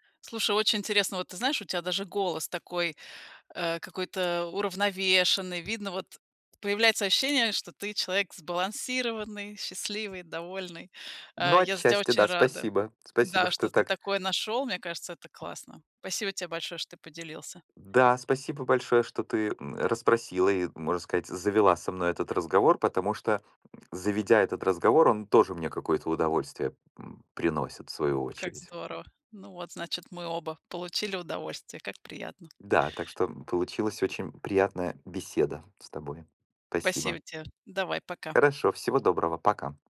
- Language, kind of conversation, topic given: Russian, podcast, Какой тихий ритуал стал важен в твоей жизни?
- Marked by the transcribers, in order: other background noise; tapping